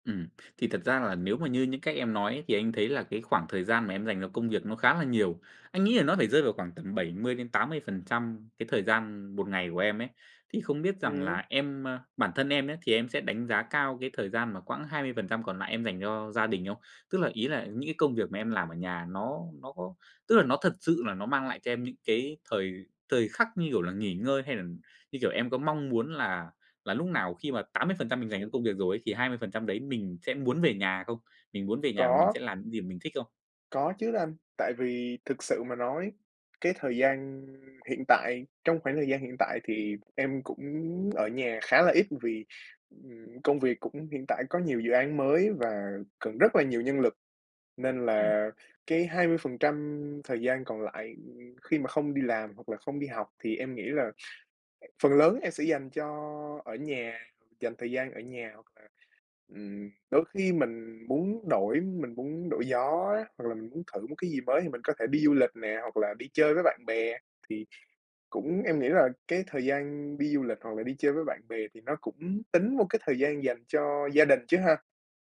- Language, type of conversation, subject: Vietnamese, podcast, Bạn sắp xếp thời gian giữa công việc và gia đình như thế nào?
- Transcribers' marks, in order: other background noise; tapping